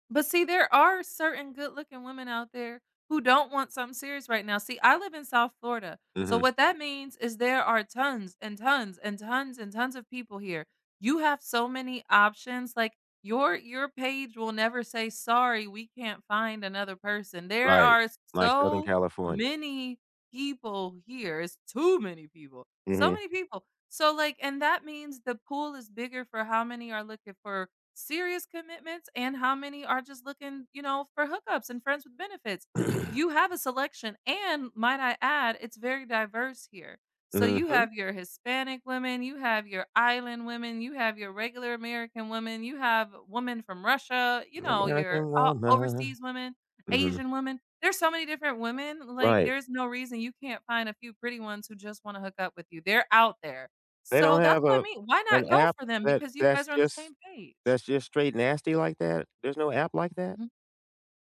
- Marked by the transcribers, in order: stressed: "so"; stressed: "too"; tapping; throat clearing; stressed: "and"; singing: "American woman"
- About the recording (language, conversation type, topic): English, unstructured, How do you handle romantic expectations that don’t match your own?
- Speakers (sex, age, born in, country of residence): female, 35-39, United States, United States; male, 60-64, United States, United States